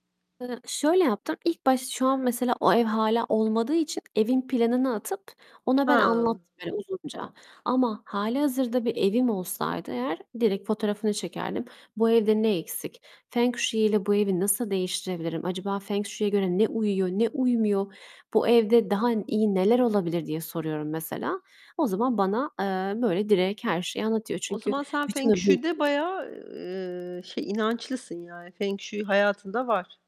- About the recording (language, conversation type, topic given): Turkish, unstructured, Bir ilişkide iletişim neden önemlidir?
- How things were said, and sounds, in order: other background noise; distorted speech; in Chinese: "Feng shui"; in Chinese: "feng shui'ye"; static; in Chinese: "feng shui'de"; unintelligible speech; in Chinese: "feng shui"